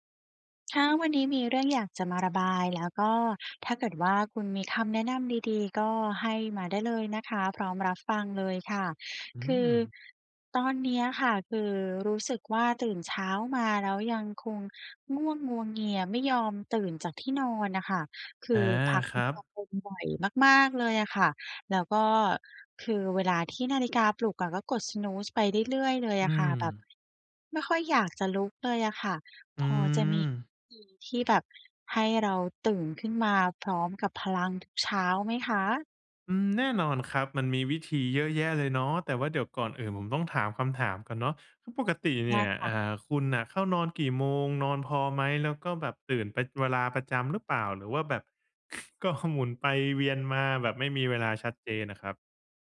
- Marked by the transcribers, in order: unintelligible speech; in English: "Snooze"; other noise
- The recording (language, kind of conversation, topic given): Thai, advice, จะทำอย่างไรให้ตื่นเช้าทุกวันอย่างสดชื่นและไม่ง่วง?